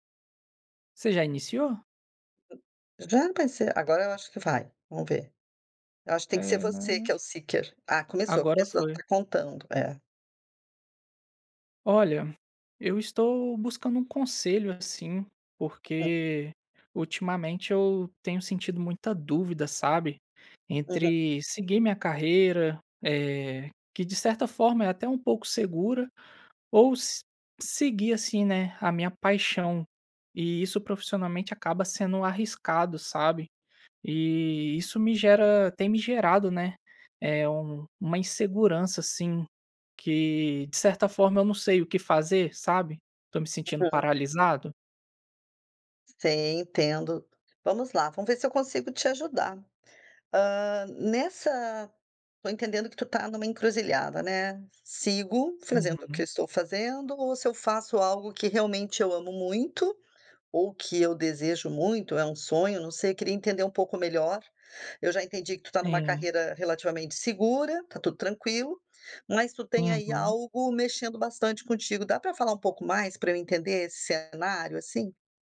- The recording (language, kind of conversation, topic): Portuguese, advice, Como decidir entre seguir uma carreira segura e perseguir uma paixão mais arriscada?
- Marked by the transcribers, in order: other background noise